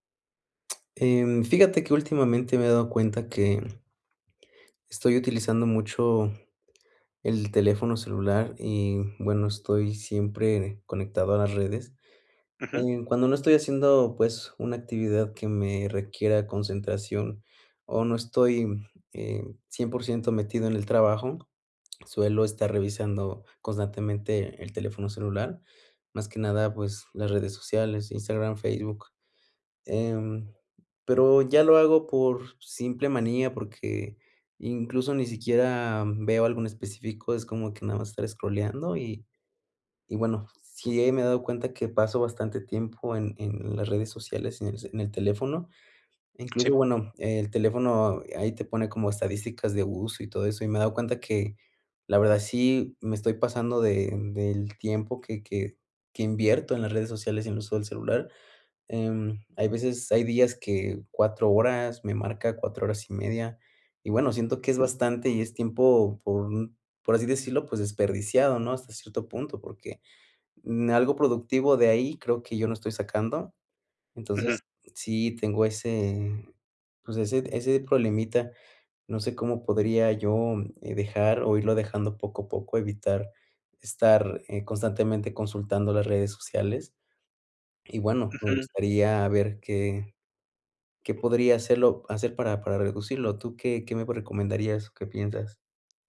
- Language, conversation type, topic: Spanish, advice, ¿Cómo puedo reducir el uso del teléfono y de las redes sociales para estar más presente?
- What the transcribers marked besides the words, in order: other background noise